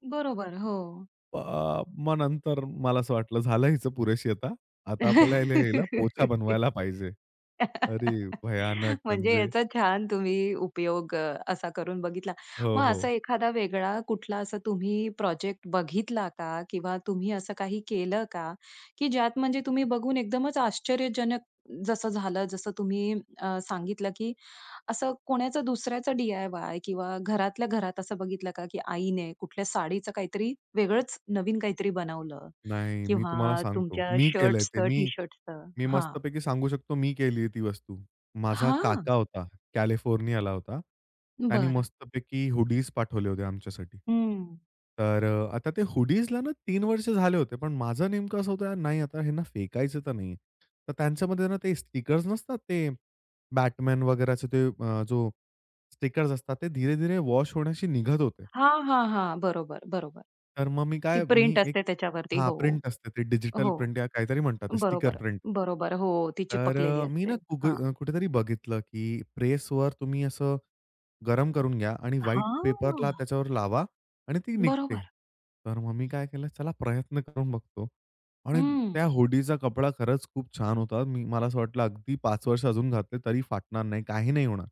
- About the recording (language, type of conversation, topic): Marathi, podcast, जुन्या कपड्यांना नवीन रूप देण्यासाठी तुम्ही काय करता?
- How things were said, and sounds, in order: giggle; giggle; tapping; surprised: "हां"; in English: "हुडीज"; in English: "हुडीजला"; surprised: "हां"; in English: "हुडीचा"; other noise